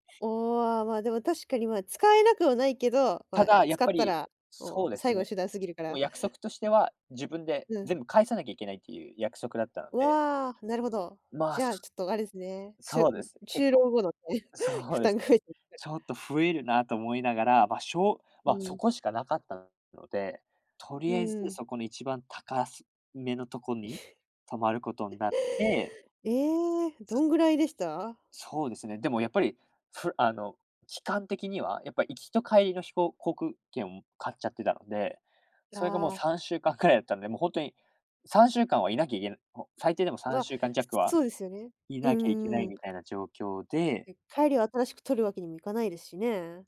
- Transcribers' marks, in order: none
- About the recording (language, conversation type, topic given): Japanese, podcast, 思い出に残る旅で、どんな教訓を得ましたか？